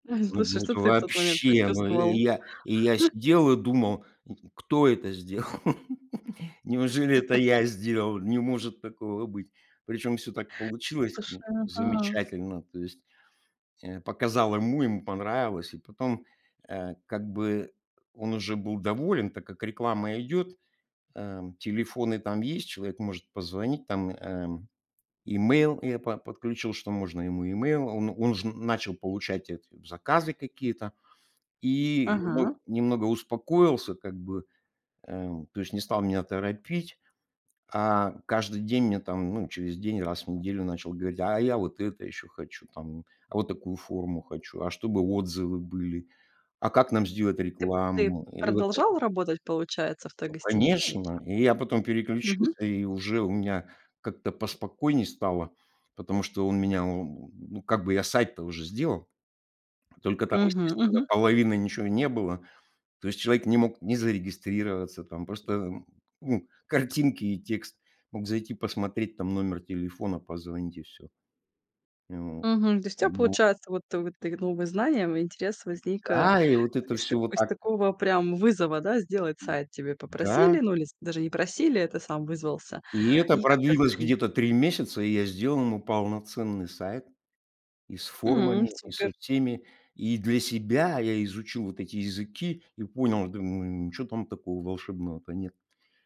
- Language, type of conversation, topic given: Russian, podcast, Что помогает тебе сохранять интерес к новым знаниям?
- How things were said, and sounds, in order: other background noise; other noise; laugh; unintelligible speech